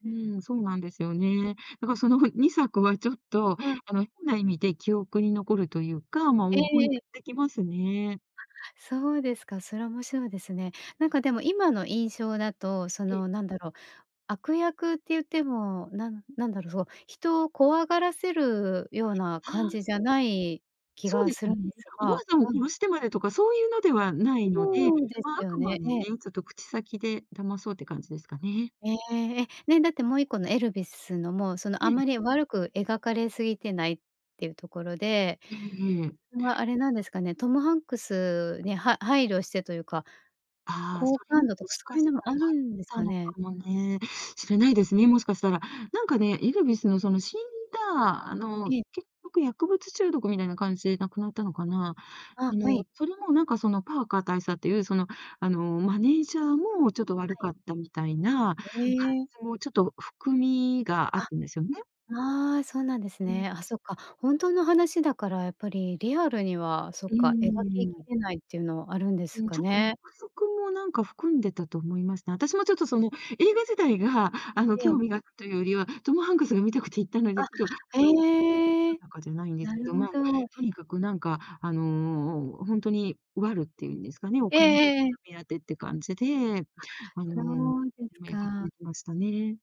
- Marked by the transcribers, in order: other background noise; unintelligible speech
- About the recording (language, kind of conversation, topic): Japanese, podcast, 好きな映画の悪役で思い浮かぶのは誰ですか？